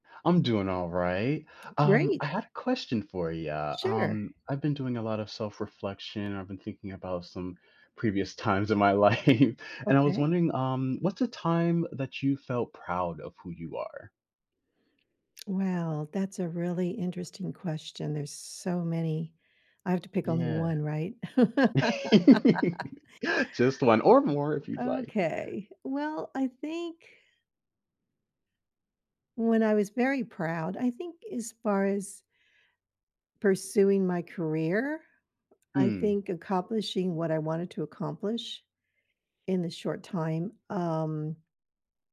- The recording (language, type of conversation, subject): English, unstructured, When did you feel proud of who you are?
- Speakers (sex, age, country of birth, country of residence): female, 70-74, United States, United States; male, 25-29, United States, United States
- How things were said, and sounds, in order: tapping; laughing while speaking: "life"; other background noise; laugh